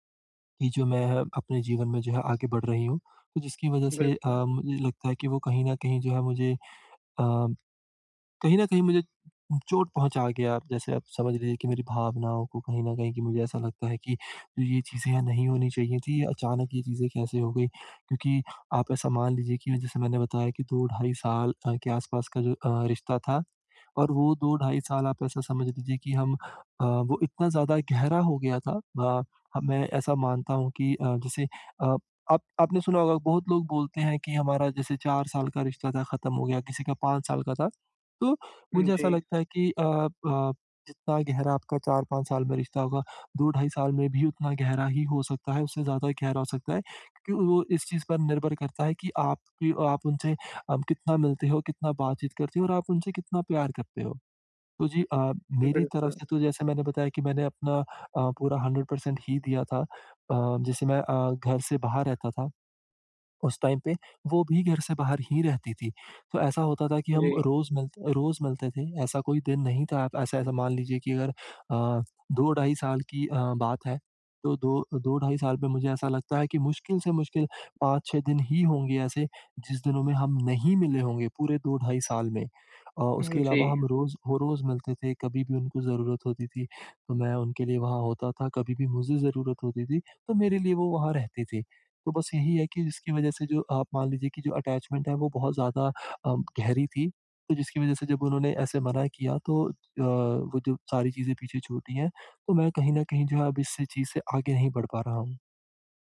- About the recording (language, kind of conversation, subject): Hindi, advice, मैं भावनात्मक बोझ को संभालकर फिर से प्यार कैसे करूँ?
- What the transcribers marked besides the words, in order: tapping; in English: "हंड्रेड पर्सेंट"; in English: "टाइम"; in English: "अटैचमेंट"